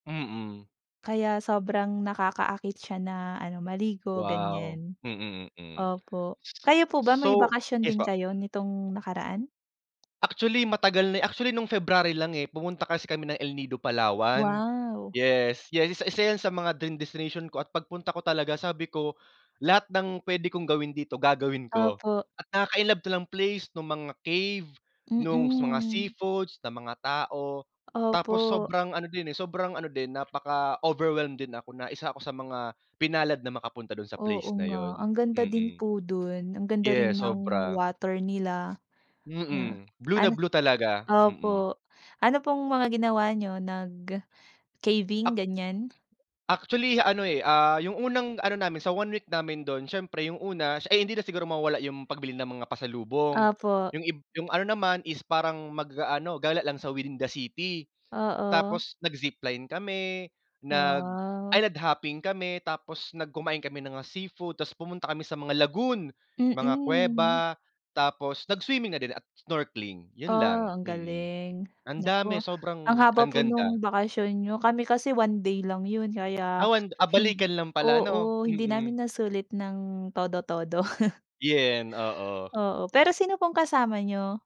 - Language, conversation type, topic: Filipino, unstructured, Ano ang pinakatumatak na pangyayari sa bakasyon mo?
- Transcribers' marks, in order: tapping; other background noise; chuckle; "Yun" said as "Yen"